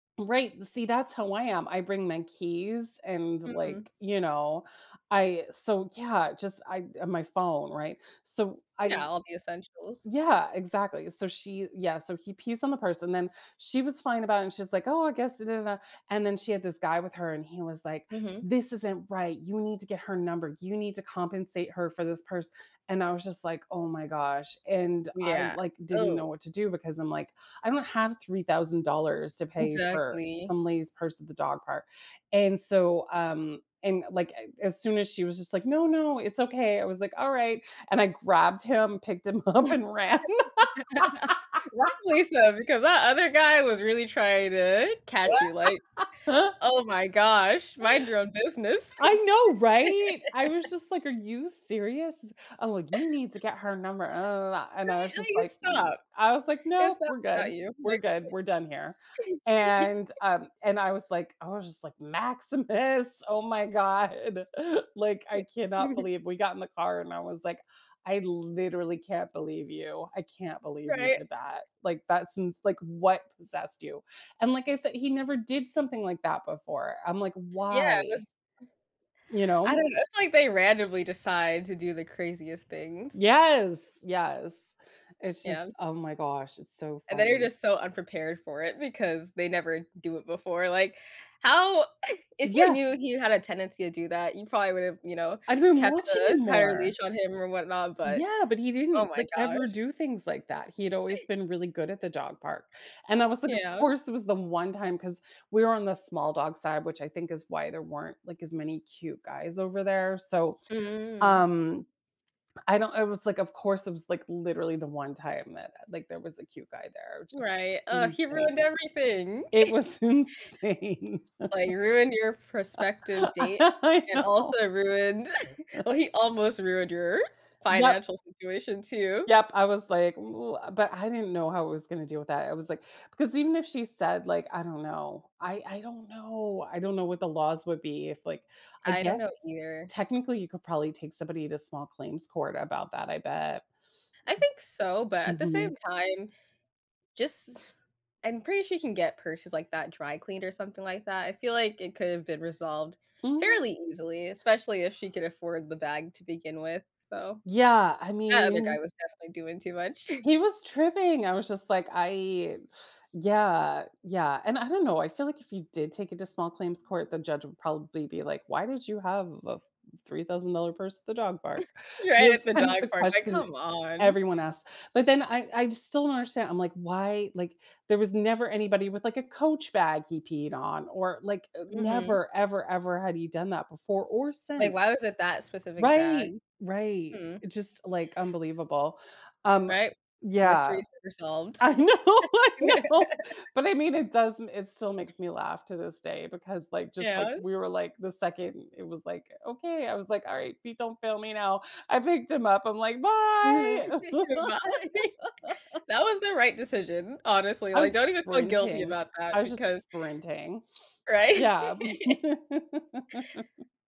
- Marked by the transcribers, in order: unintelligible speech; laugh; laughing while speaking: "up, and ran"; laugh; laugh; laugh; laugh; other noise; giggle; laughing while speaking: "Maximus"; laugh; chuckle; chuckle; giggle; other background noise; giggle; tapping; laughing while speaking: "insane. I know"; laugh; chuckle; background speech; chuckle; chuckle; laughing while speaking: "I know, I know"; laugh; laughing while speaking: "Bye"; laugh; laughing while speaking: "Right?"; laugh
- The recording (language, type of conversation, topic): English, unstructured, How can my pet help me feel better on bad days?